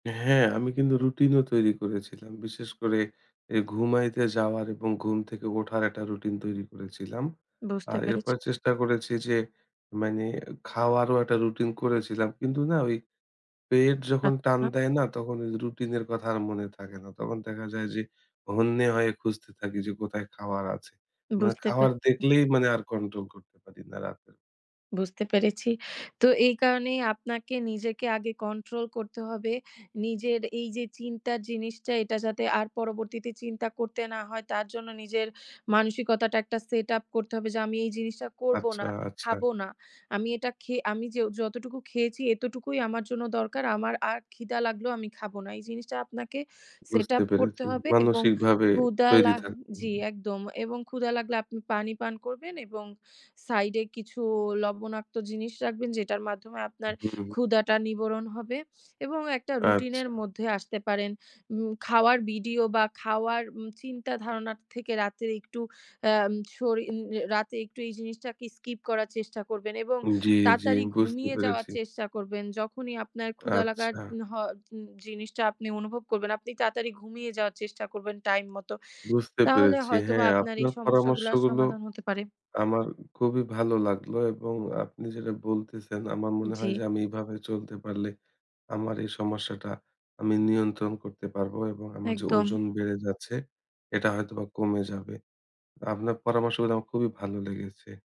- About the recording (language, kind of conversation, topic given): Bengali, advice, রাতে খাবারের নিয়ন্ত্রণ হারিয়ে ওজন বাড়লে কী করব?
- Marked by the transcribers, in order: other background noise; "খাবার" said as "খাওয়ার"; "খাবার" said as "খাওয়ার"